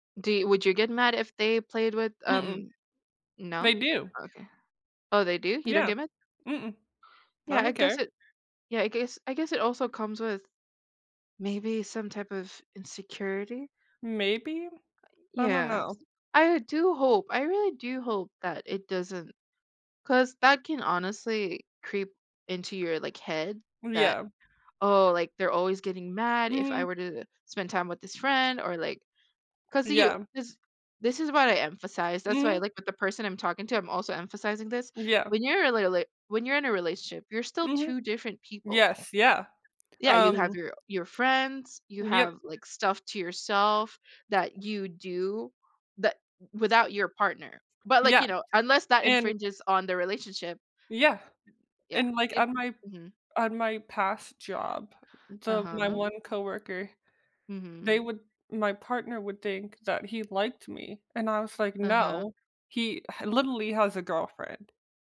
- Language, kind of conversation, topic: English, unstructured, What steps can you take to build greater self-confidence in your daily life?
- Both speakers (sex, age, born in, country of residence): female, 20-24, Philippines, United States; female, 20-24, United States, United States
- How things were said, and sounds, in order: other background noise; tapping